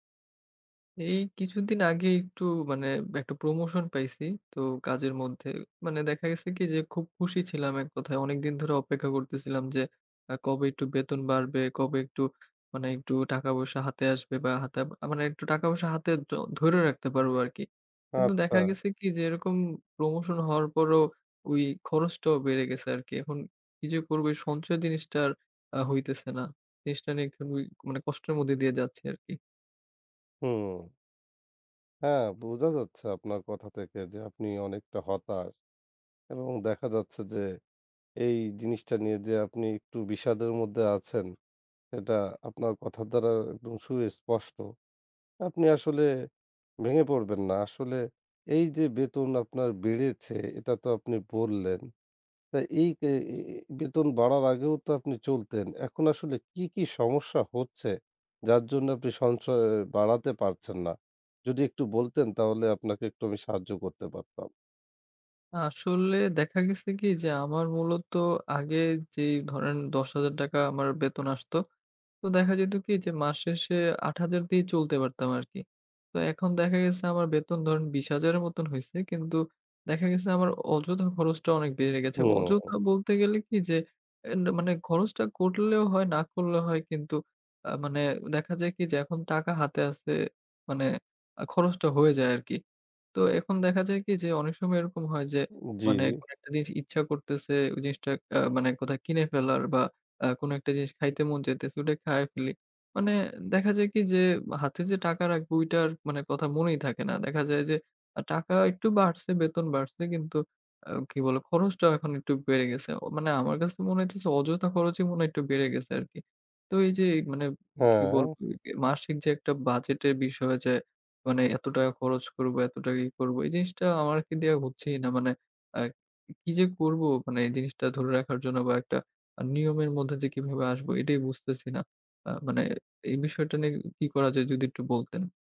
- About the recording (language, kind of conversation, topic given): Bengali, advice, বেতন বাড়লেও সঞ্চয় বাড়ছে না—এ নিয়ে হতাশা হচ্ছে কেন?
- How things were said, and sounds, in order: tapping; drawn out: "ও!"